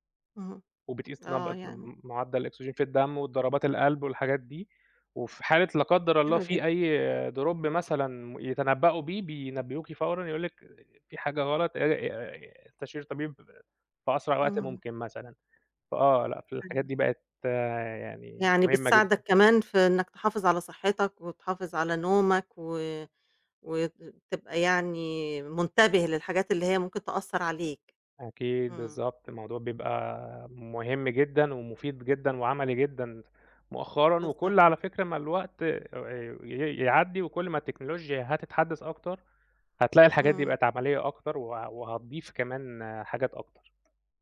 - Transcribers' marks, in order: in English: "Drop"; tapping
- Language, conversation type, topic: Arabic, podcast, إزاي التكنولوجيا غيّرت روتينك اليومي؟